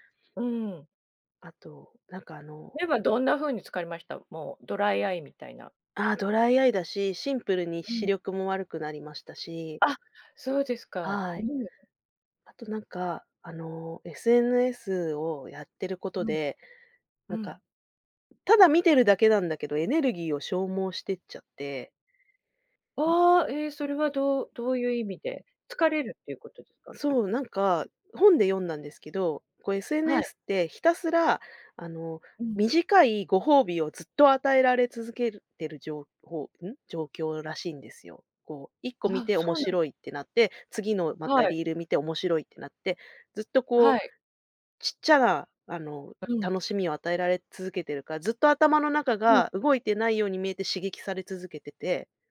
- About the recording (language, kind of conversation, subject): Japanese, podcast, SNSとどう付き合っていますか？
- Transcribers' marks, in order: other background noise